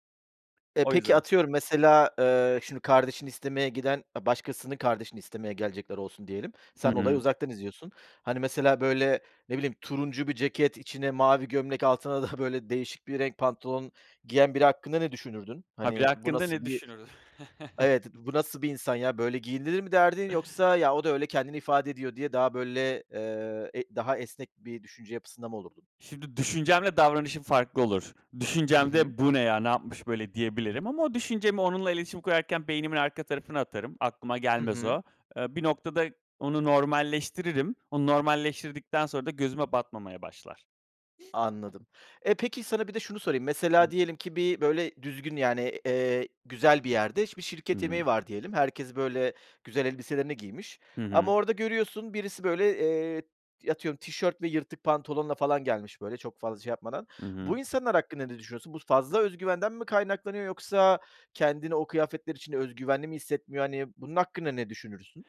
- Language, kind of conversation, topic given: Turkish, podcast, Kıyafetler özgüvenini nasıl etkiler sence?
- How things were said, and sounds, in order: other background noise; laughing while speaking: "böyle"; chuckle; other noise